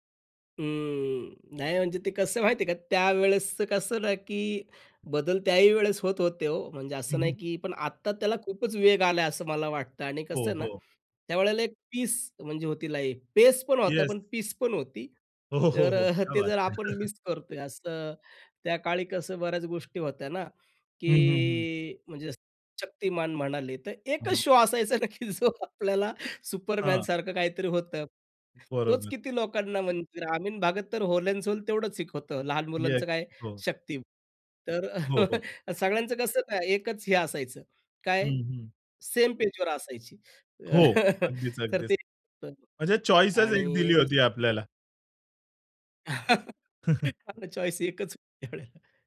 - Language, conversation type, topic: Marathi, podcast, जुन्या आठवणींवर आधारित मजकूर लोकांना इतका आकर्षित का करतो, असे तुम्हाला का वाटते?
- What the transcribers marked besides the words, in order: other noise; laughing while speaking: "हो, हो, हो"; in English: "लाईफ, पेसपण"; in Hindi: "क्या बात है!"; chuckle; drawn out: "की"; in English: "शो"; laughing while speaking: "असायचा ना की जो आपल्याला"; other background noise; in English: "व्होल एंड सोल"; chuckle; in English: "चॉईसच"; chuckle; chuckle; laughing while speaking: "हा ना चॉईस एकच होती त्यावेळेला"; in English: "चॉईस"; chuckle